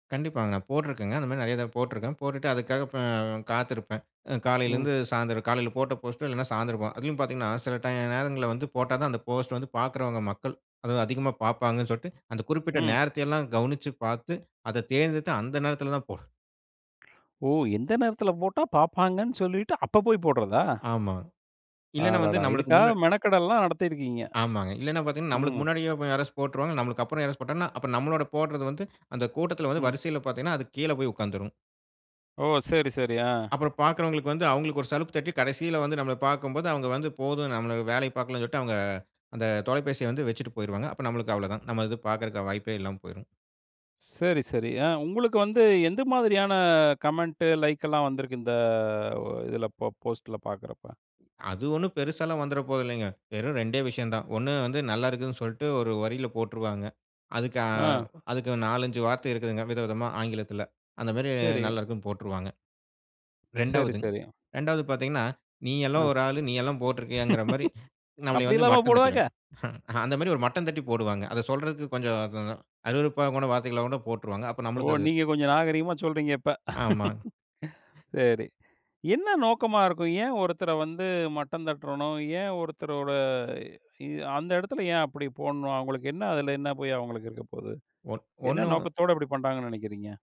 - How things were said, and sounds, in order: other background noise; surprised: "ஓ! lஎந்த நேரத்துல போட்டா பாப்பாங்கன்னு சொல்லிட்டு அப்ப போய் போடுறதா?"; inhale; in English: "கமெண்ட்டு, லைக்கெல்லாம்"; in English: "போஸ்ட்ல"; chuckle; chuckle
- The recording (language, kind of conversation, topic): Tamil, podcast, பேஸ்புக்கில் கிடைக்கும் லைக் மற்றும் கருத்துகளின் அளவு உங்கள் மனநிலையை பாதிக்கிறதா?